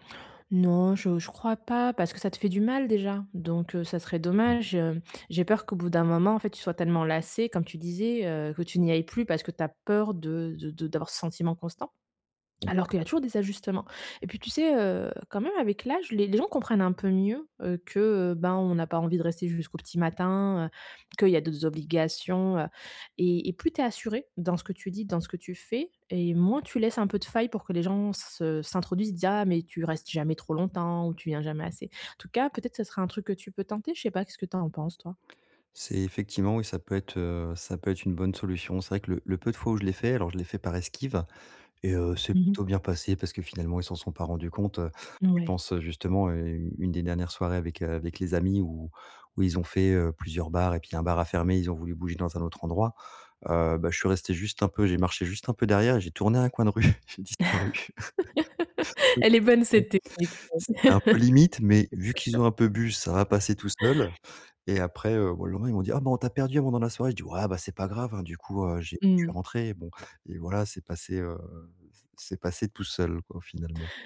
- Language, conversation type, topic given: French, advice, Comment puis-je me sentir moins isolé(e) lors des soirées et des fêtes ?
- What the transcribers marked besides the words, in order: laugh; laughing while speaking: "un coin de rue. J'ai disparu"; unintelligible speech; laugh; tapping